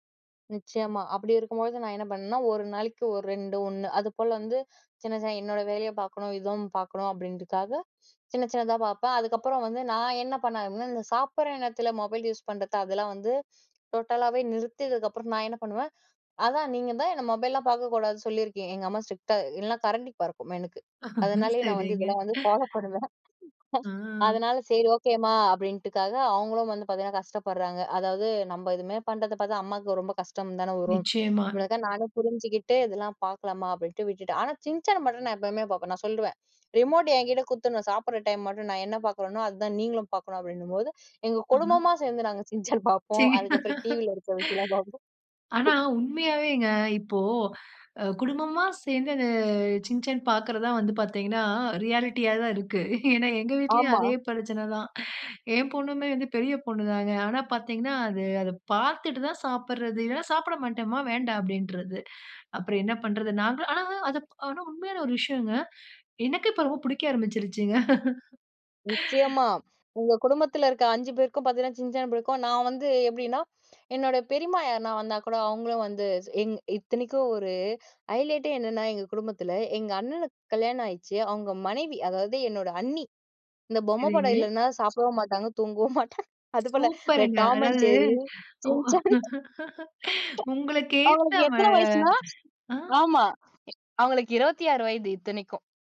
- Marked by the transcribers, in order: in English: "ஸ்ட்ரிக்ட்டா"; laugh; chuckle; in English: "ஃபாலோ"; laugh; laugh; chuckle; laugh; in English: "ரியாலிட்டியாதா"; laughing while speaking: "ஏனா எங்க வீட்லேயும், அதே பிரச்சனதா"; laugh; in English: "ஐலைட்டே"; other noise; laughing while speaking: "சாப்டவு மாட்டாங்க, தூங்கவு மாட்டாங்க. அதுபோல"; chuckle; other background noise; laugh
- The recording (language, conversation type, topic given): Tamil, podcast, விட வேண்டிய பழக்கத்தை எப்படி நிறுத்தினீர்கள்?